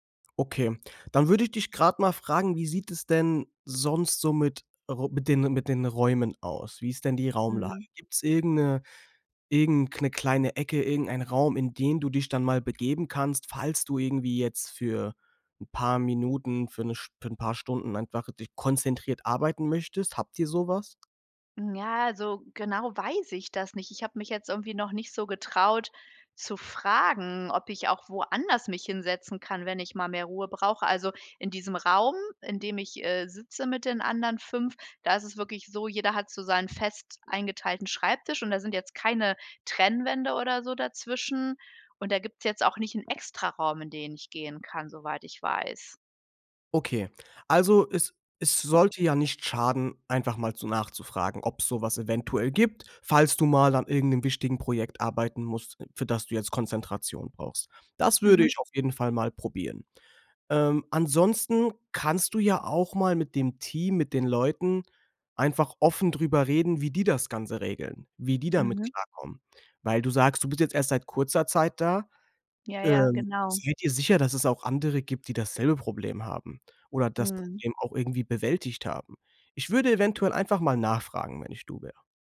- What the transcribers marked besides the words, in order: stressed: "weiß"; tapping
- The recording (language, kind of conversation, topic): German, advice, Wie kann ich in einem geschäftigen Büro ungestörte Zeit zum konzentrierten Arbeiten finden?